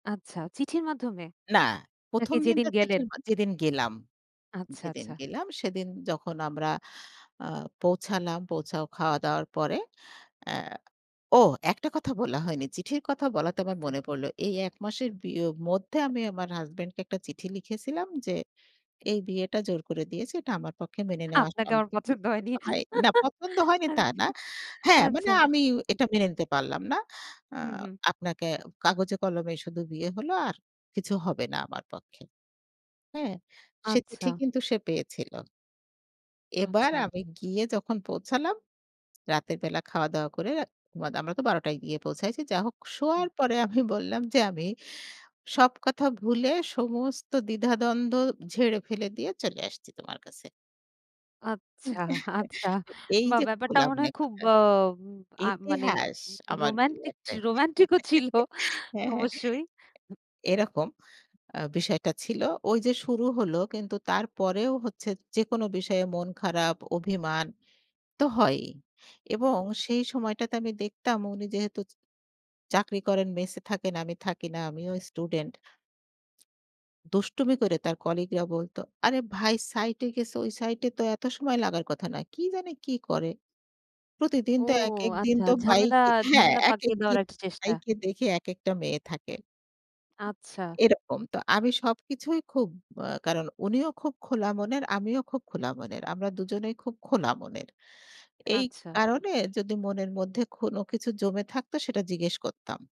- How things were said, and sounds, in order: unintelligible speech; "পৌঁছায়" said as "পৌঁছাও"; tapping; laughing while speaking: "আপনাকে আমার পছন্দ হয়নি। আচ্ছা"; unintelligible speech; tsk; laughing while speaking: "আমি"; chuckle; chuckle; laughing while speaking: "হ্যা"; laughing while speaking: "রোমান্টিক ও ছিল অবশ্যই"; other background noise
- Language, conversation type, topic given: Bengali, podcast, দাম্পত্যে খোলামেলা কথাবার্তা কীভাবে শুরু করবেন?